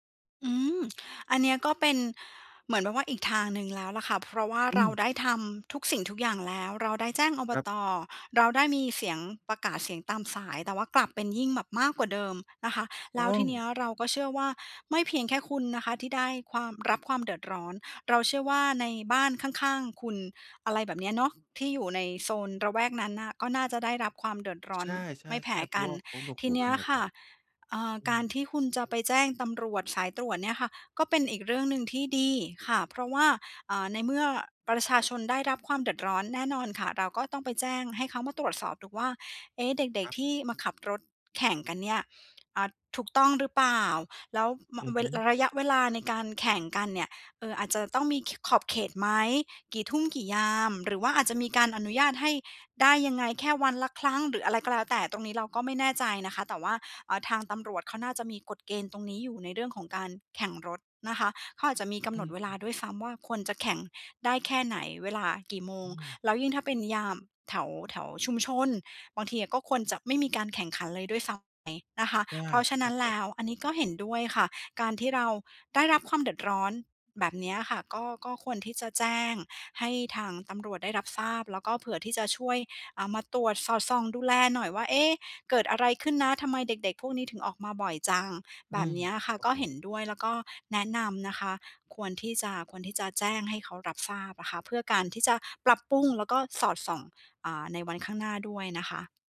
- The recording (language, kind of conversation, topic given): Thai, advice, ทำอย่างไรให้ผ่อนคลายได้เมื่อพักอยู่บ้านแต่ยังรู้สึกเครียด?
- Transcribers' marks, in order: none